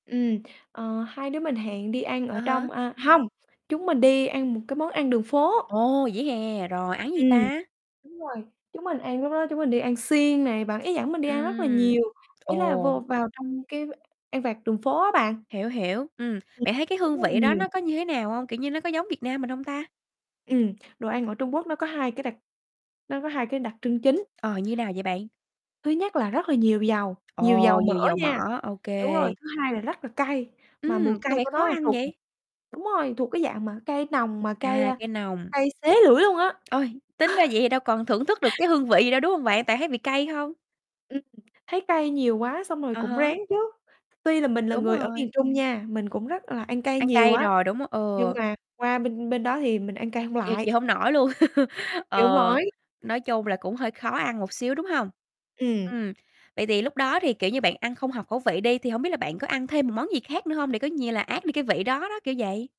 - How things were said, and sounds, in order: static; other background noise; distorted speech; tapping; chuckle; laugh
- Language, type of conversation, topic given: Vietnamese, podcast, Bạn có kỷ niệm bất ngờ nào với người lạ trong một chuyến đi không?